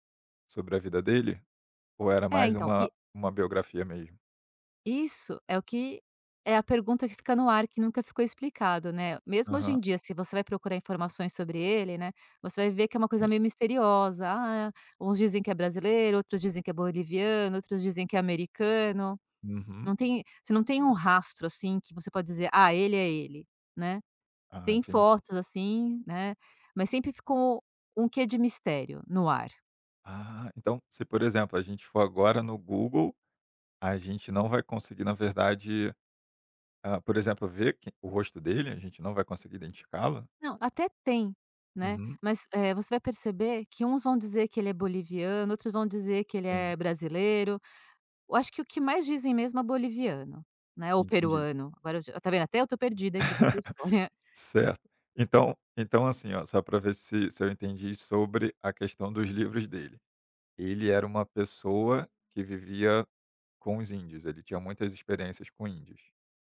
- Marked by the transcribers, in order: tapping; chuckle
- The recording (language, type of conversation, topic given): Portuguese, podcast, Qual personagem de livro mais te marcou e por quê?